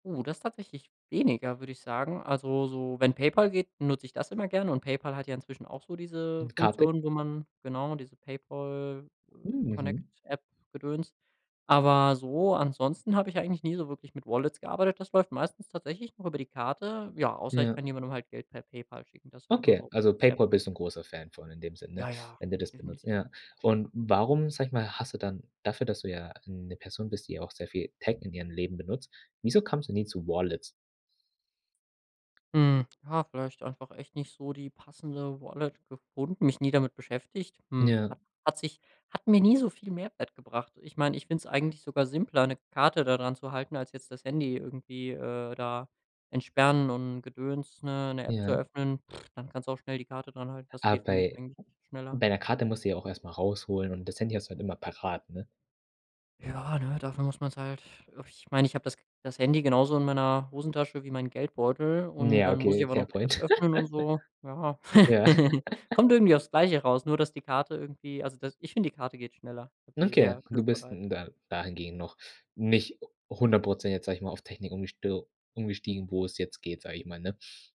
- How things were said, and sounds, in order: other background noise; tapping; lip trill; in English: "fair point"; chuckle
- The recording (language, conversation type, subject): German, podcast, Sag mal, wie beeinflusst Technik deinen Alltag heute am meisten?